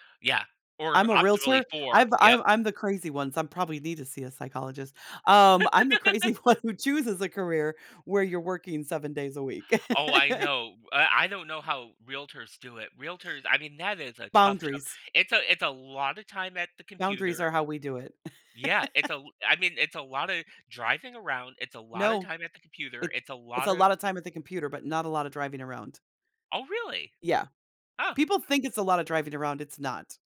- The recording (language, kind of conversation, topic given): English, unstructured, How do you keep yourself motivated to learn and succeed in school?
- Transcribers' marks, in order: laugh; laughing while speaking: "one"; laugh; laugh